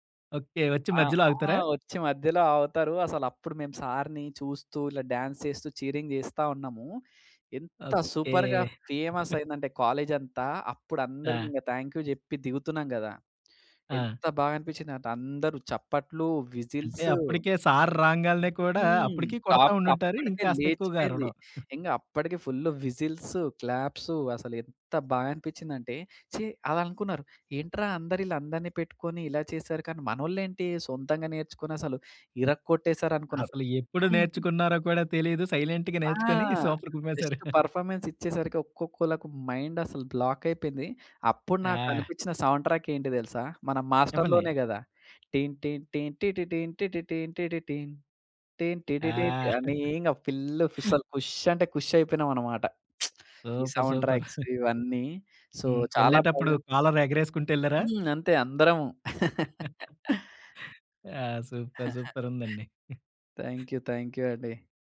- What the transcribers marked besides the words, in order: in English: "చీరింగ్"; in English: "సూపర్‌గా ఫేమస్"; chuckle; in English: "థాంక్ యూ"; other background noise; in English: "టాప్"; chuckle; in English: "సైలెంట్‌గా"; in English: "జస్ట్ పెర్ఫార్మన్స్"; in English: "సూపర్"; chuckle; in English: "మైండ్"; in English: "బ్లాక్"; in English: "సౌండ్ ట్రాక్"; humming a tune; laugh; in Hindi: "కుష్"; in Hindi: "కుష్"; in English: "సూపర్! సూపర్!"; lip smack; in English: "సౌండ్ ట్రాక్స్"; chuckle; in English: "సో"; in English: "కాలర్"; laugh; chuckle; in English: "థ్యాంక్ యూ, థ్యాంక్ యూ"; chuckle
- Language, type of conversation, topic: Telugu, podcast, నీ జీవితానికి నేపథ్య సంగీతం ఉంటే అది ఎలా ఉండేది?